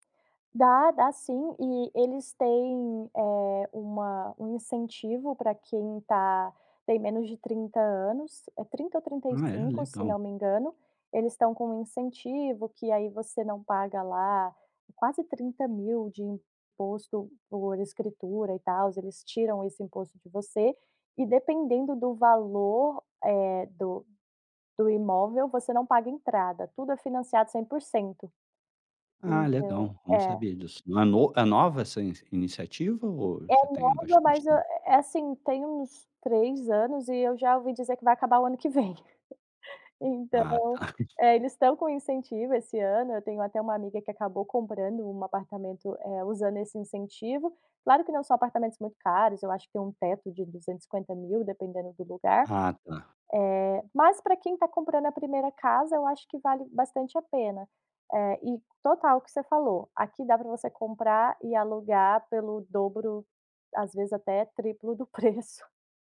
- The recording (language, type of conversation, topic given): Portuguese, podcast, Como decidir entre comprar uma casa ou continuar alugando?
- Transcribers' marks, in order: tapping; laughing while speaking: "vem"; chuckle; laughing while speaking: "preço"